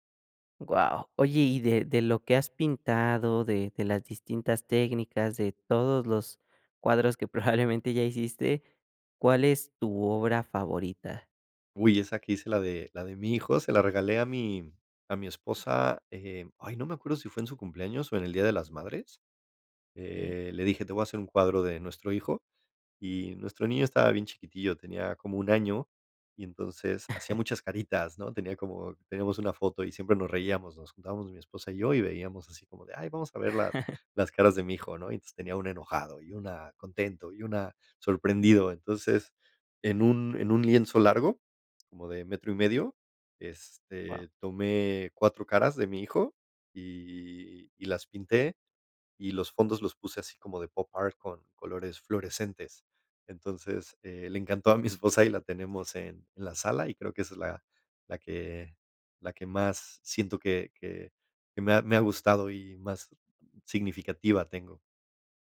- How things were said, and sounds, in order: laugh; laugh; tapping; laughing while speaking: "le encantó a mi esposa"
- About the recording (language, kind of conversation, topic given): Spanish, podcast, ¿Qué rutinas te ayudan a ser más creativo?